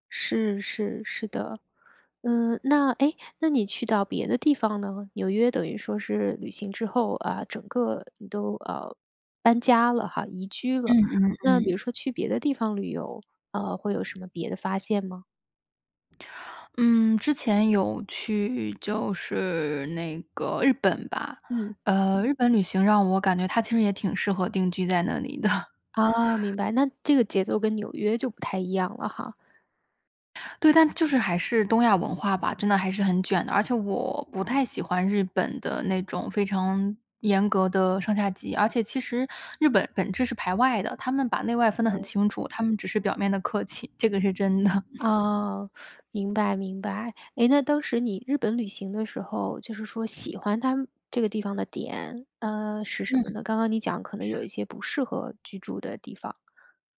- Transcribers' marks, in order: laughing while speaking: "的"; chuckle; laughing while speaking: "的"; other background noise; teeth sucking
- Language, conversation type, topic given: Chinese, podcast, 有哪次旅行让你重新看待人生？